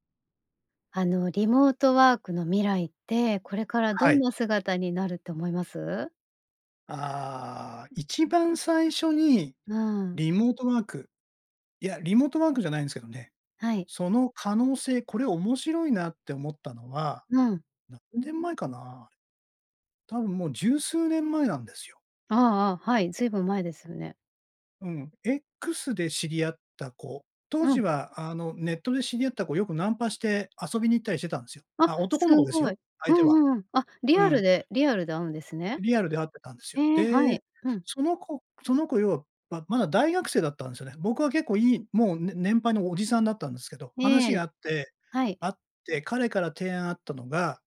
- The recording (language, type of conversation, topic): Japanese, podcast, これからのリモートワークは将来どのような形になっていくと思いますか？
- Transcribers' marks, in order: none